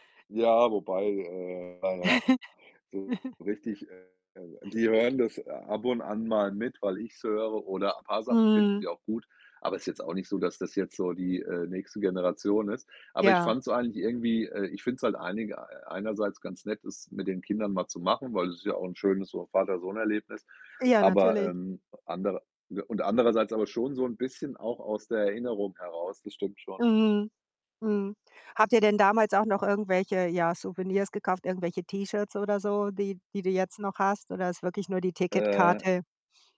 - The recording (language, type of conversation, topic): German, podcast, Kannst du von einem unvergesslichen Konzertbesuch erzählen?
- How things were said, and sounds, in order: distorted speech; chuckle; tapping